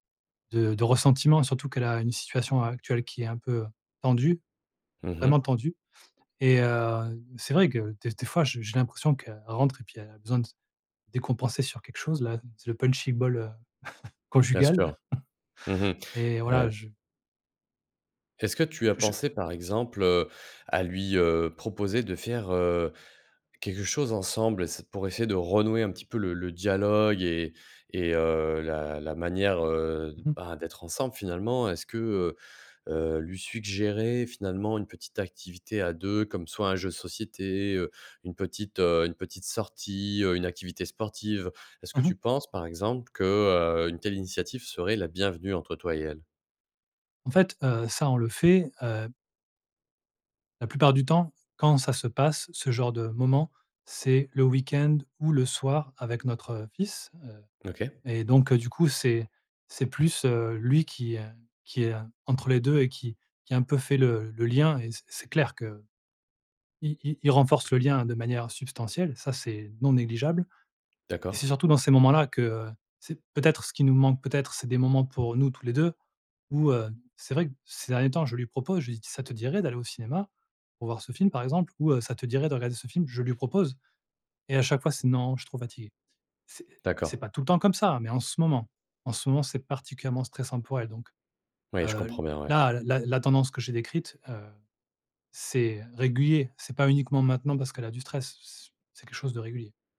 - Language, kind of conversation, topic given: French, advice, Comment réagir lorsque votre partenaire vous reproche constamment des défauts ?
- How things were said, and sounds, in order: chuckle